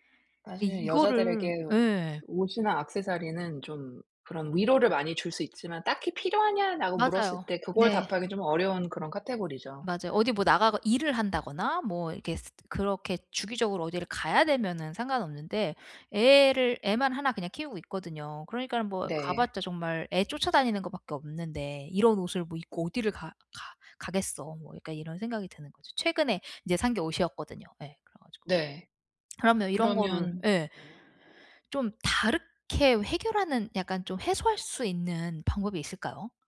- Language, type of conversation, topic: Korean, advice, 감정적 위로를 위해 충동적으로 소비하는 습관을 어떻게 멈출 수 있을까요?
- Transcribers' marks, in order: tapping